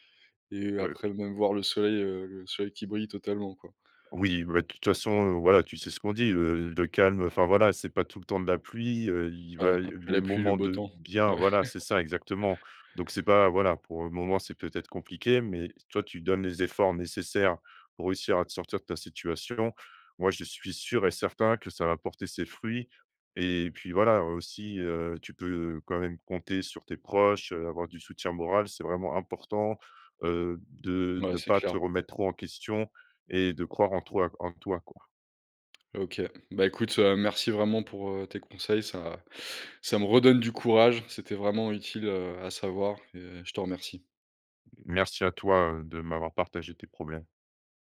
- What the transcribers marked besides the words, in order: chuckle; tapping
- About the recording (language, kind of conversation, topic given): French, advice, Comment as-tu vécu la perte de ton emploi et comment cherches-tu une nouvelle direction professionnelle ?